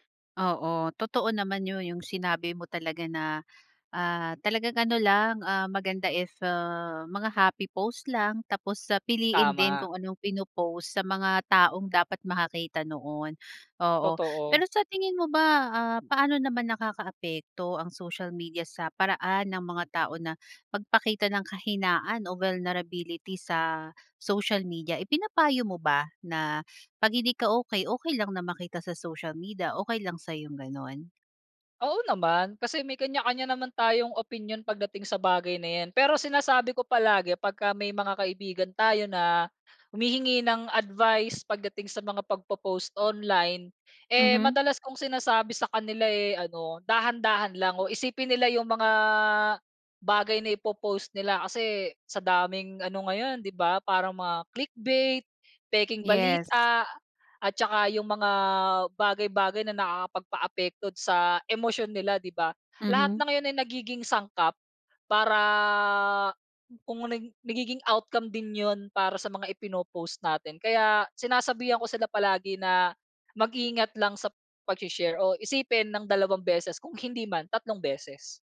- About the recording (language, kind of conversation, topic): Filipino, podcast, Paano nakaaapekto ang midyang panlipunan sa paraan ng pagpapakita mo ng sarili?
- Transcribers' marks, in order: in English: "vulnerability"; other background noise; drawn out: "mga"; in English: "click bait"; stressed: "emosyon"; drawn out: "para"; unintelligible speech